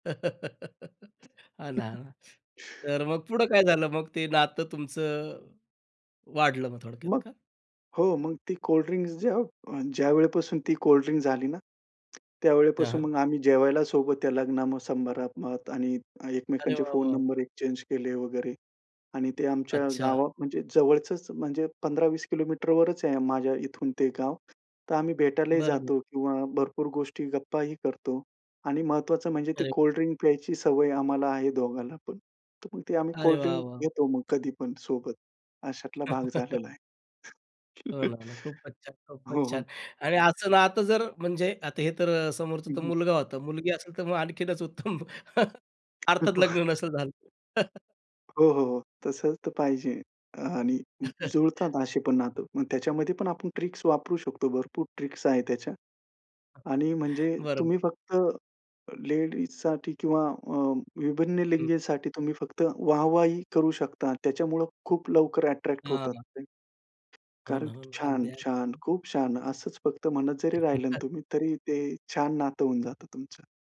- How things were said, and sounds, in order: laugh; laughing while speaking: "हां ना, हां ना. तर … ते नातं तुमचं"; chuckle; tapping; in English: "एक्स्चेंज"; other background noise; laugh; laugh; laughing while speaking: "हो हो"; laughing while speaking: "आणखीनच उत्तम अर्थात लग्न नसेल झालं"; chuckle; laugh; chuckle; in English: "ट्रिक्स"; in English: "ट्रिक्स"; chuckle; in English: "अट्रॅक्ट"; chuckle
- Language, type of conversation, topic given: Marathi, podcast, नवीन लोकांशी संपर्क कसा साधायचा?